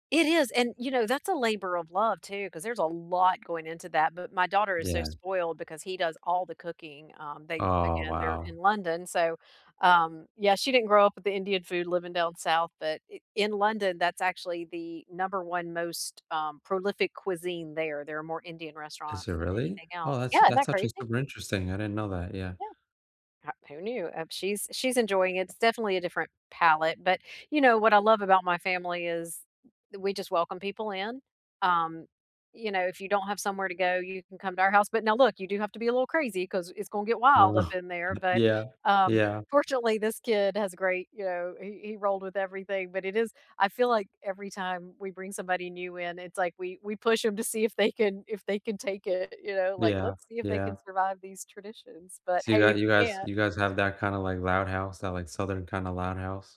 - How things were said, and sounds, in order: stressed: "lot"; other background noise; laughing while speaking: "Uh"
- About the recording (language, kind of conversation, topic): English, unstructured, Which childhood tradition do you still keep today, and what keeps it meaningful for you?
- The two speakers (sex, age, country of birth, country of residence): female, 50-54, United States, United States; male, 20-24, United States, United States